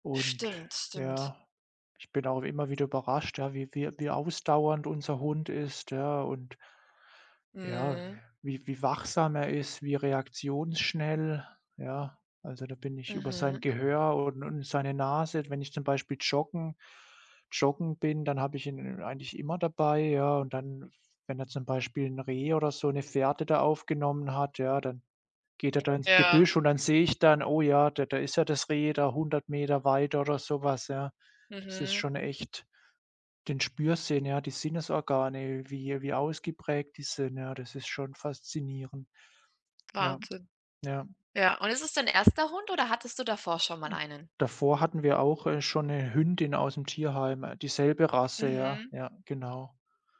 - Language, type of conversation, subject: German, unstructured, Was fasziniert dich am meisten an Haustieren?
- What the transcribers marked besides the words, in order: other background noise